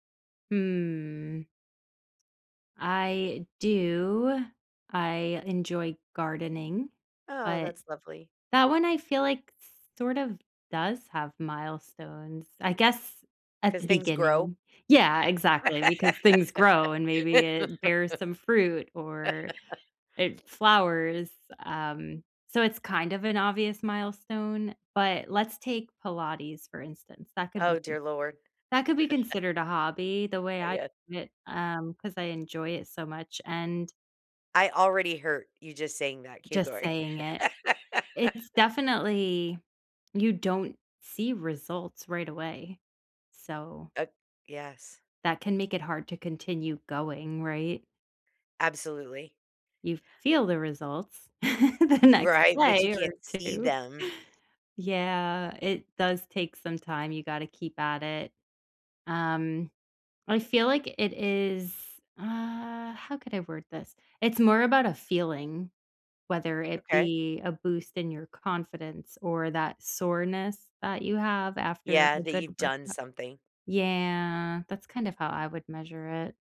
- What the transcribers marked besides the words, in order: drawn out: "Hmm"; laugh; chuckle; laugh; stressed: "feel"; chuckle; stressed: "day"; drawn out: "Yeah"
- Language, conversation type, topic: English, unstructured, How do you measure progress in hobbies that don't have obvious milestones?